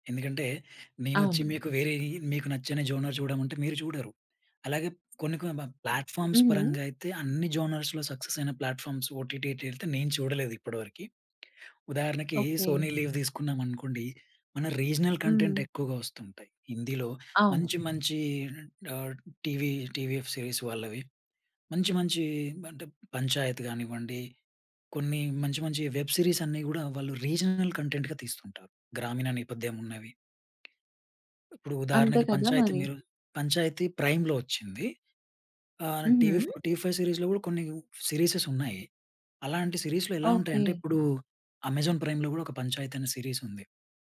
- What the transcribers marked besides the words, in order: in English: "జోనర్"; in English: "ప్లాట్‌ఫామ్స్"; in English: "జోనర్స్‌లో సక్సెస్"; in English: "ప్లాట్‌ఫామ్స్"; tapping; in English: "రీజనల్ కంటెంట్"; in English: "సీరీస్"; in English: "వెబ్ సీరీస్"; in English: "రీజనల్ కంటెంట్‌గా"; in English: "సీరీసెస్"; in English: "సీరీస్‌లో"; in English: "సీరీస్"
- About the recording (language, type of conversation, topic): Telugu, podcast, సబ్‌టైటిల్స్ మరియు డబ్బింగ్‌లలో ఏది ఎక్కువగా బాగా పనిచేస్తుంది?